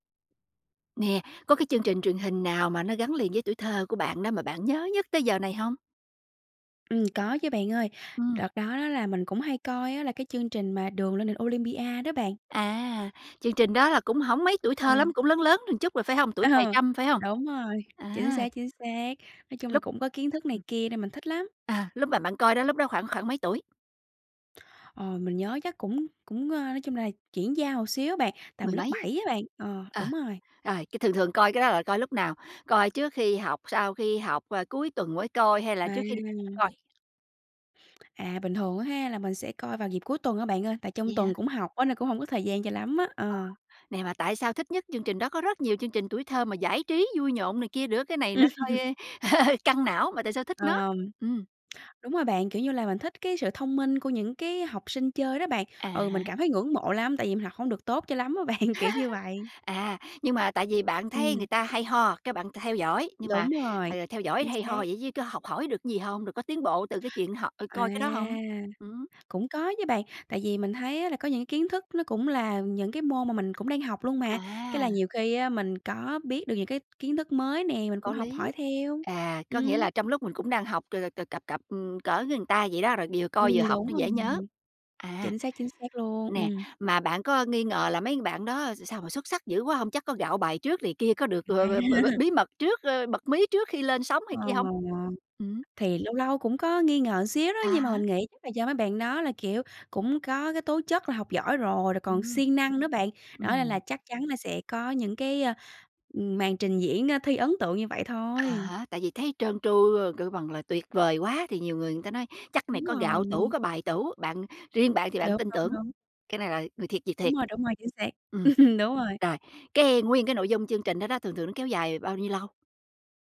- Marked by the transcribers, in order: tapping; other background noise; laugh; laughing while speaking: "bạn"; laugh; laughing while speaking: "À"; laughing while speaking: "Ừm"
- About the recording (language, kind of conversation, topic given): Vietnamese, podcast, Bạn nhớ nhất chương trình truyền hình nào thời thơ ấu?